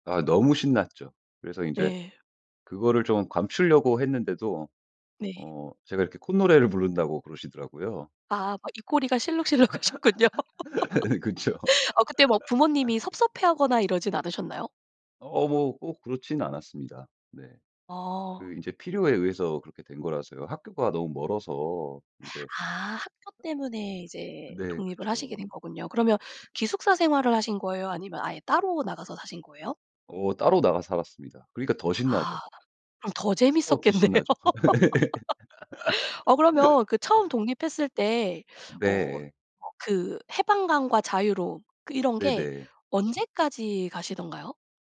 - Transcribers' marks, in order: laugh; laughing while speaking: "실룩실룩하셨군요"; laughing while speaking: "예 네. 그쵸"; laugh; laughing while speaking: "재밌었겠네요"; laugh; laugh
- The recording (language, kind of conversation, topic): Korean, podcast, 집을 떠나 독립했을 때 기분은 어땠어?